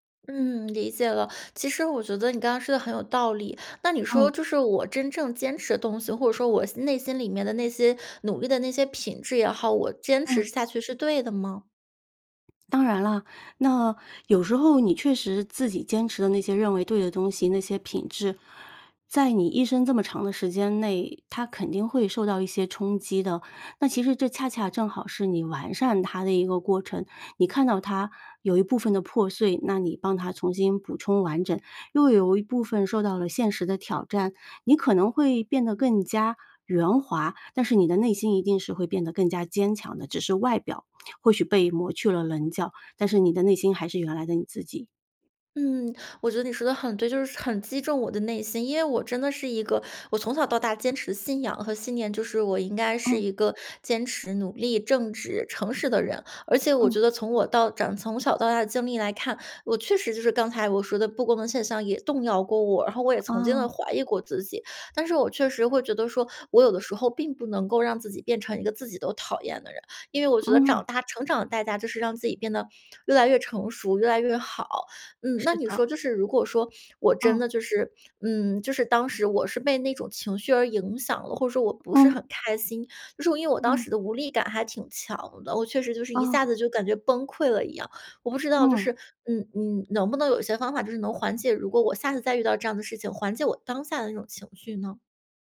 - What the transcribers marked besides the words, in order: none
- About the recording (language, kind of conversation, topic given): Chinese, advice, 当你目睹不公之后，是如何开始怀疑自己的价值观与人生意义的？
- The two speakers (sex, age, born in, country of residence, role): female, 30-34, China, Ireland, user; female, 40-44, China, Spain, advisor